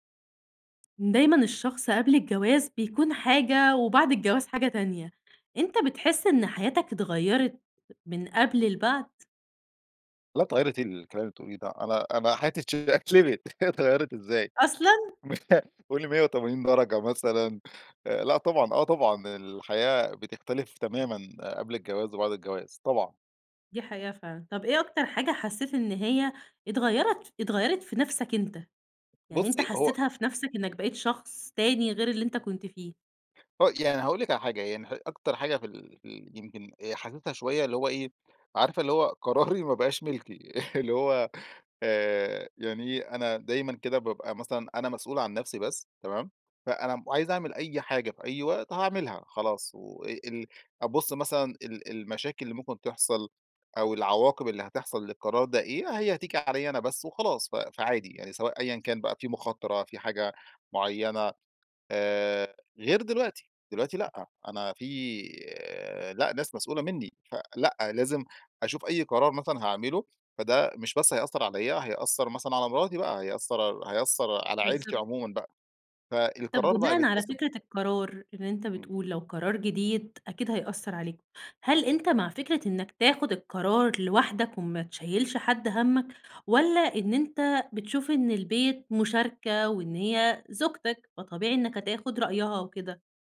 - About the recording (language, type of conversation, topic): Arabic, podcast, إزاي حياتك اتغيّرت بعد الجواز؟
- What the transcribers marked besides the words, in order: tapping; laughing while speaking: "اتشقلبت، اتغيرت إزاي قولي مِيَّة وتمانين درجة مثلًا"; stressed: "أصلًا؟"; chuckle; chuckle